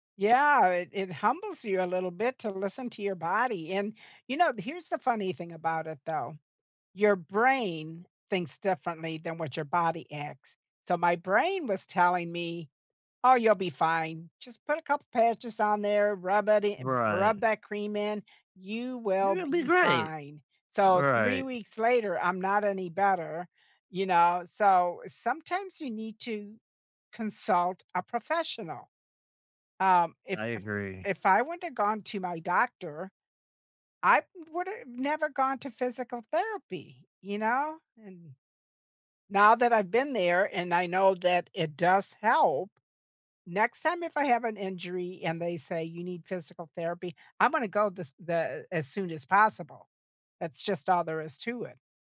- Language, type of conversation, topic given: English, unstructured, How should I decide whether to push through a workout or rest?
- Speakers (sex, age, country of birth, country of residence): female, 75-79, United States, United States; male, 35-39, United States, United States
- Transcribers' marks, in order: tapping